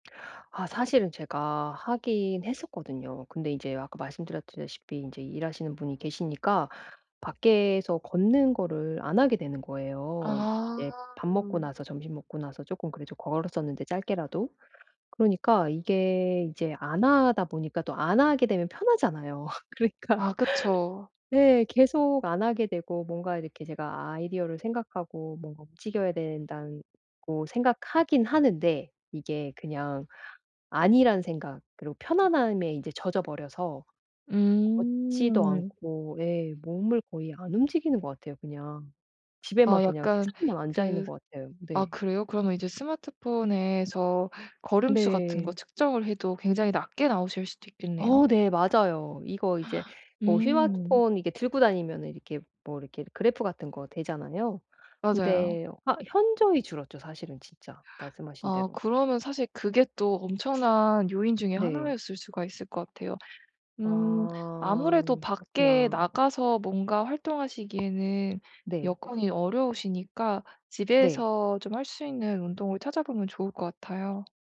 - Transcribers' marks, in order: laugh; laughing while speaking: "그러니까"; tapping; gasp; "스마트폰" said as "휴마트폰"
- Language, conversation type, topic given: Korean, advice, 잠들기 전에 긴장을 효과적으로 푸는 방법은 무엇인가요?